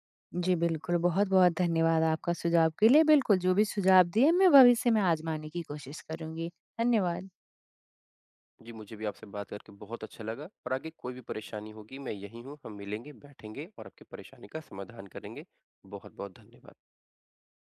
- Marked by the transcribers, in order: none
- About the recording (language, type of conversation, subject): Hindi, advice, ब्रेकअप के बाद मैं खुद का ख्याल रखकर आगे कैसे बढ़ सकता/सकती हूँ?